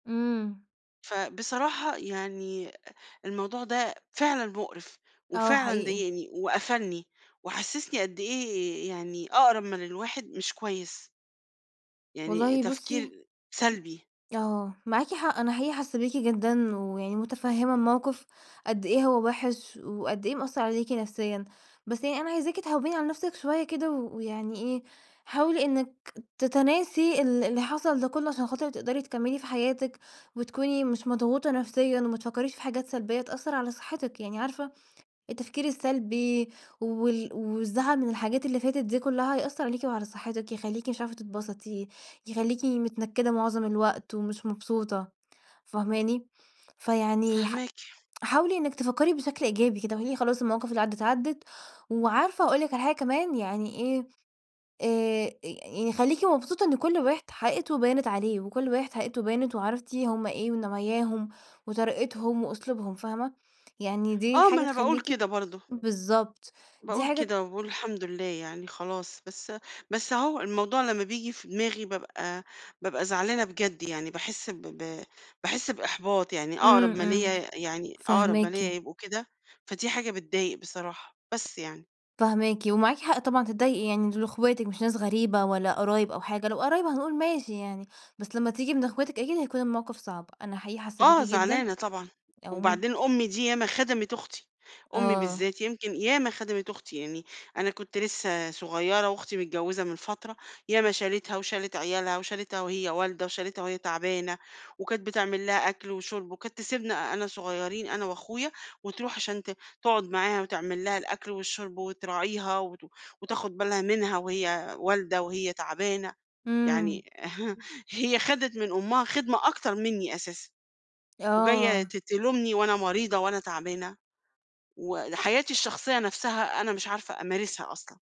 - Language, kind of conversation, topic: Arabic, advice, إزاي أوازن بين رعاية حد من أهلي وحياتي الشخصية؟
- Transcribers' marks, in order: other background noise; tapping; chuckle